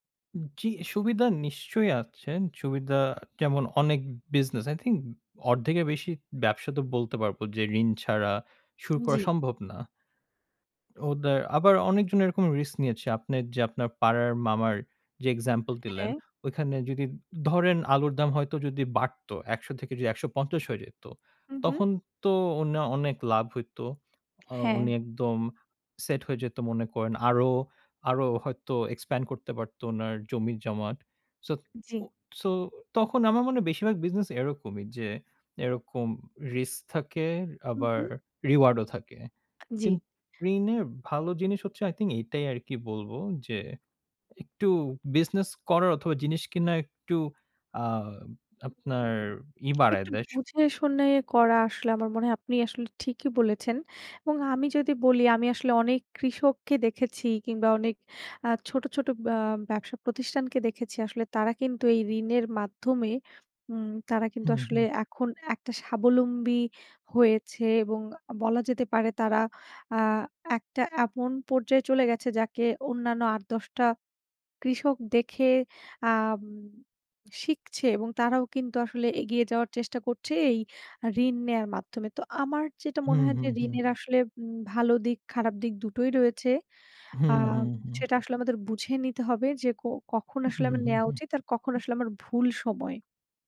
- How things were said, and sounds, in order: in English: "আই থিংক"; in English: "expand"; in English: "reward"; "কিন্তু" said as "কিন"
- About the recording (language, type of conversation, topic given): Bengali, unstructured, ঋণ নেওয়া কখন ঠিক এবং কখন ভুল?